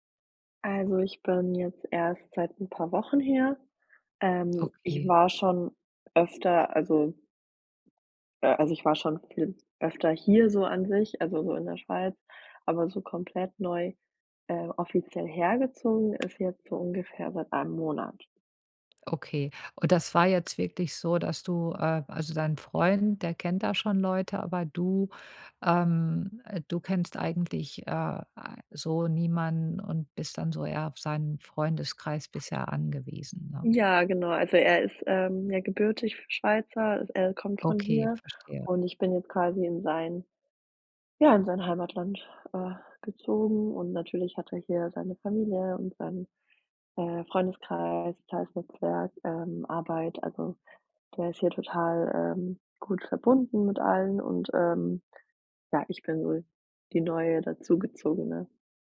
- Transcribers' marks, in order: stressed: "hier"
- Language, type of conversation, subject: German, advice, Wie kann ich entspannt neue Leute kennenlernen, ohne mir Druck zu machen?